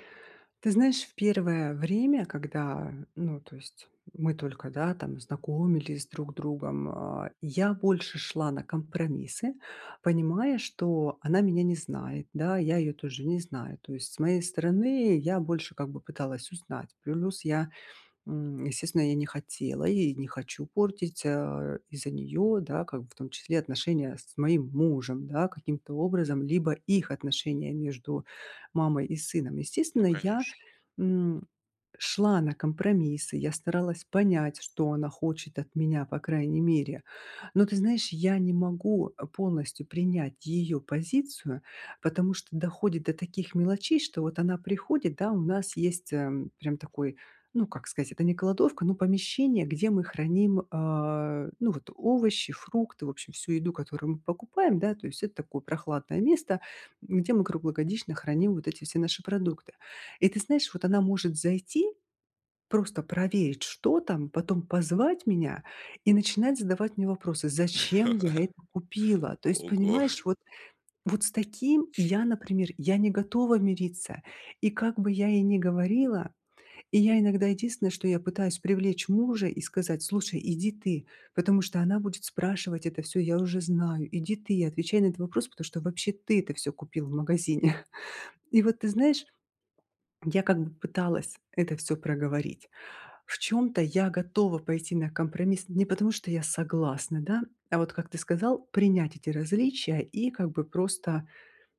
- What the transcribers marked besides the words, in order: other background noise; tapping; laugh; chuckle
- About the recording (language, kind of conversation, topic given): Russian, advice, Как сохранить хорошие отношения, если у нас разные жизненные взгляды?